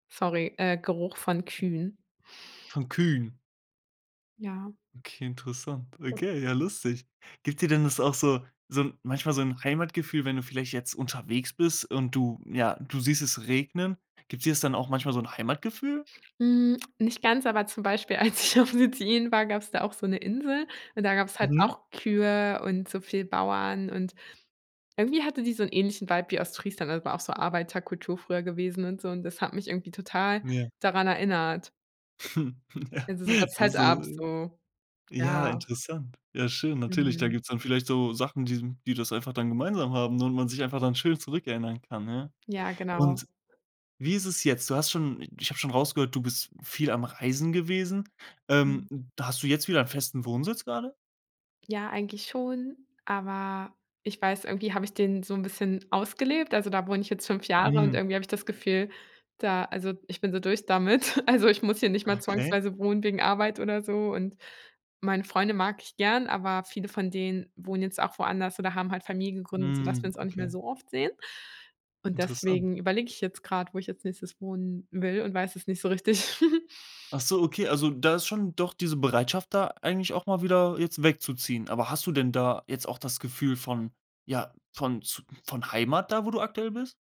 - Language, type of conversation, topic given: German, podcast, Wo fühlst du dich wirklich zuhause, ganz ehrlich?
- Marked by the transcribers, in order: other background noise; laughing while speaking: "ich auf"; chuckle; laughing while speaking: "Ja"; other noise; laughing while speaking: "damit"; chuckle; laughing while speaking: "richtig"; chuckle